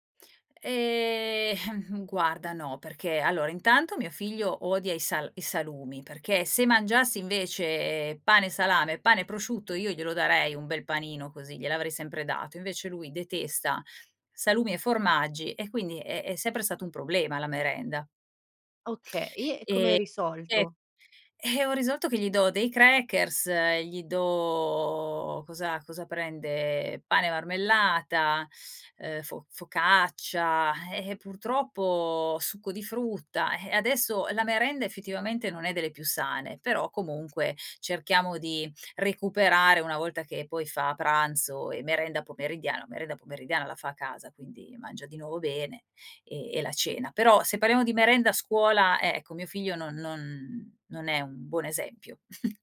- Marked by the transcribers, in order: other background noise; chuckle; unintelligible speech; drawn out: "do"; chuckle
- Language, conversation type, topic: Italian, podcast, Cosa significa per te nutrire gli altri a tavola?